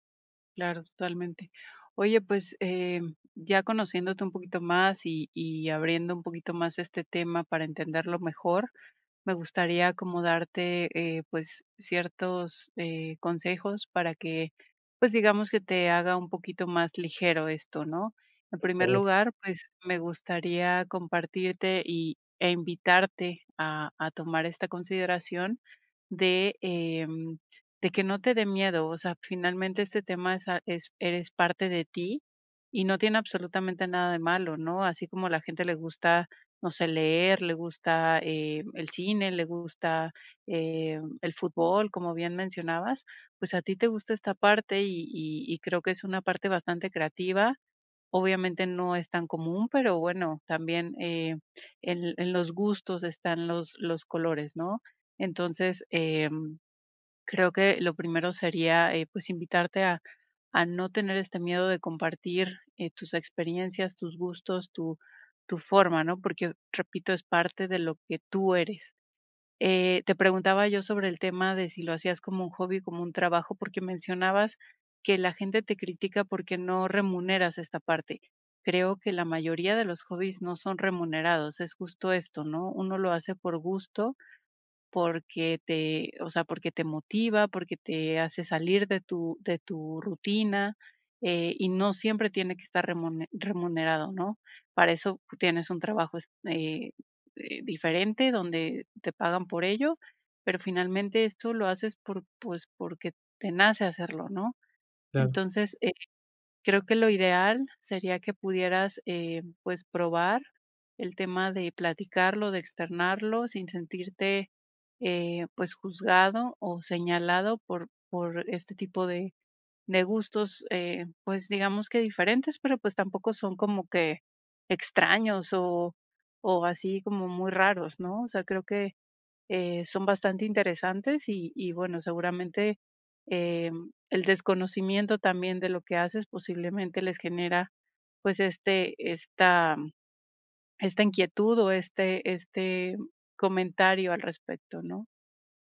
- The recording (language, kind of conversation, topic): Spanish, advice, ¿Por qué ocultas tus aficiones por miedo al juicio de los demás?
- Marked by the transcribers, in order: none